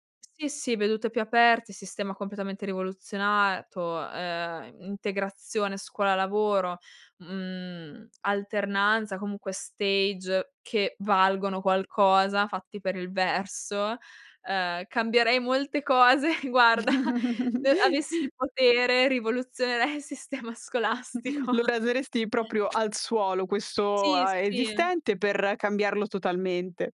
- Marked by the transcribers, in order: laughing while speaking: "cose, guarda"; chuckle; laughing while speaking: "il sistema scolastico"; chuckle; other background noise
- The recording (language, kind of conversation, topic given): Italian, podcast, Com'è la scuola ideale secondo te?